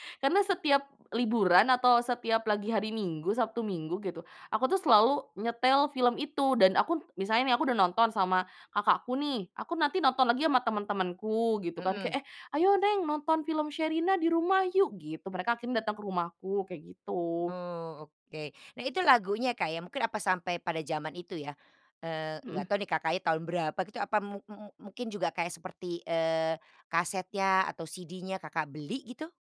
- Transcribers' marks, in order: none
- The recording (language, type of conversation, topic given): Indonesian, podcast, Film atau momen apa yang bikin kamu nostalgia saat mendengar sebuah lagu?